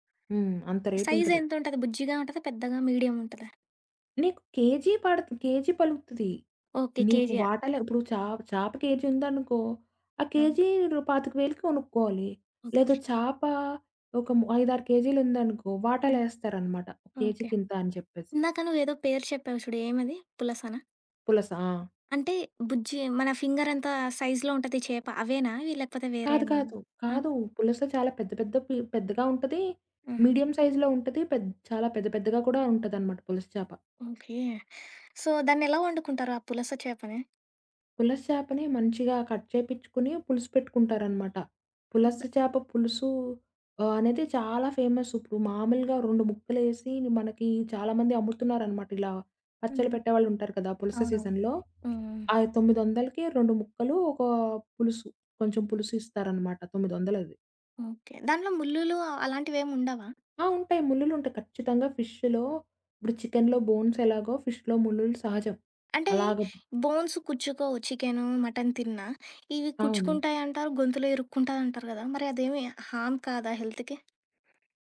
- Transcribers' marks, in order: in English: "సైజ్"; in English: "మీడియం"; other background noise; tapping; in English: "ఫింగర్"; in English: "సైజ్‌లో"; in English: "మీడియం సైజ్‌లో"; in English: "సో"; in English: "కట్"; in English: "ఫేమస్"; in English: "సీజన్‌లో"; in English: "ఫిష్‌లో"; in English: "బోన్స్"; in English: "ఫిష్‌లో"; in English: "బోన్స్"; in English: "హార్మ్"; in English: "హెల్త్‌కి?"
- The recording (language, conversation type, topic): Telugu, podcast, మత్స్య ఉత్పత్తులను సుస్థిరంగా ఎంపిక చేయడానికి ఏమైనా సూచనలు ఉన్నాయా?